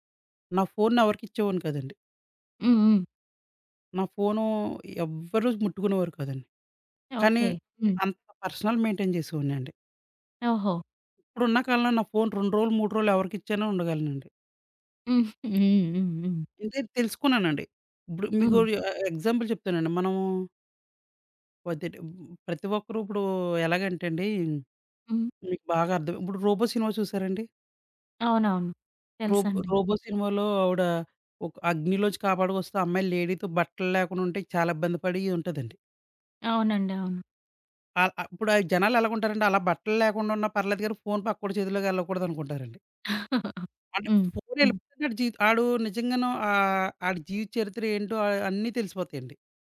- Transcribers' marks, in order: in English: "పర్సనల్ మెయింటెయిన్"; other background noise; in English: "ఎగ్జాంపుల్"; unintelligible speech; chuckle
- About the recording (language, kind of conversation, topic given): Telugu, podcast, ప్లేలిస్టుకు పేరు పెట్టేటప్పుడు మీరు ఏ పద్ధతిని అనుసరిస్తారు?